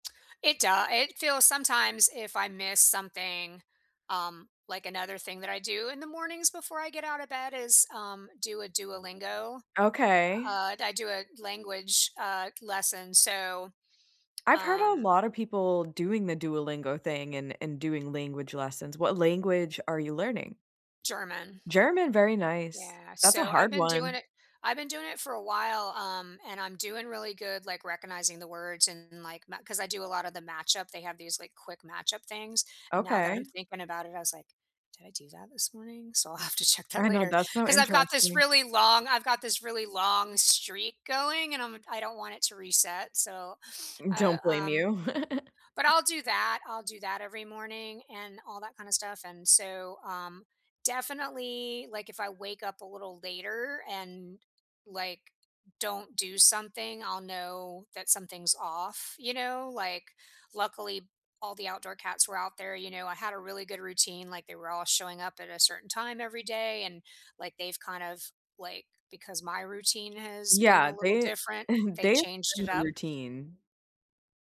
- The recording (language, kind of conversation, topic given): English, unstructured, Which small morning rituals help you feel better—calmer, happier, or more energized—and what’s the story behind them?
- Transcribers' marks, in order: tapping; laughing while speaking: "I'll have"; laugh; chuckle; other background noise